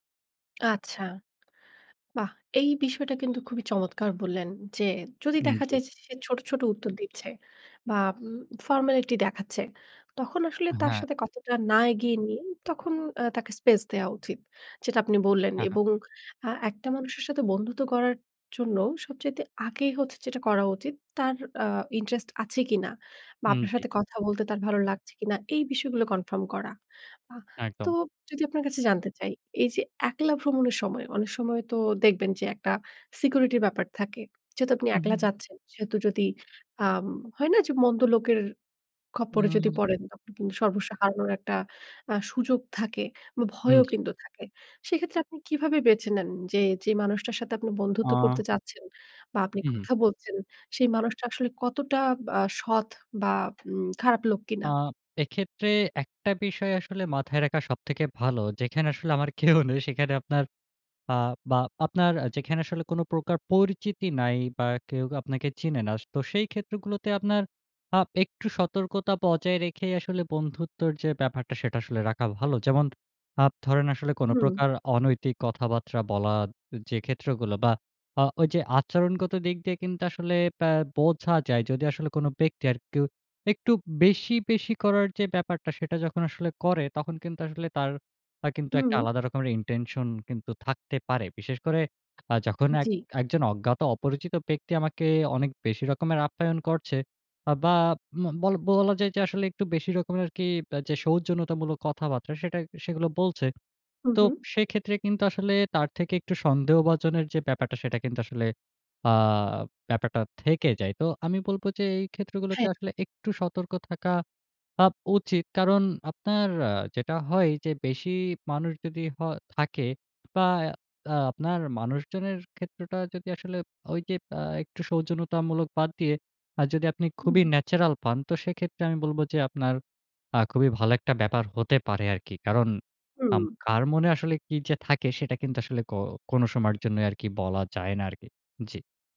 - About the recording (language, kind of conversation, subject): Bengali, podcast, একলা ভ্রমণে সহজে বন্ধুত্ব গড়ার উপায় কী?
- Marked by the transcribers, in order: laughing while speaking: "আমার কেউ নেই"; in English: "intention"; "বলা- বলা" said as "বলালা"